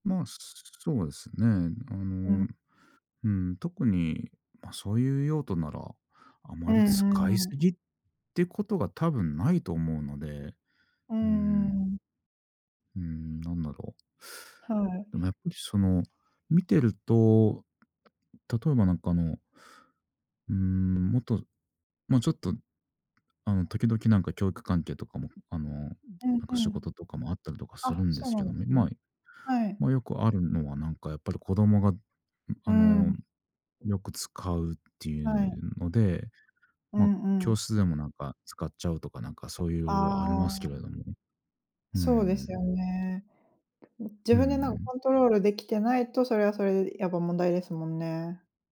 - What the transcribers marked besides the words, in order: other background noise; tapping
- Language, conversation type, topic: Japanese, unstructured, 毎日のスマホの使いすぎについて、どう思いますか？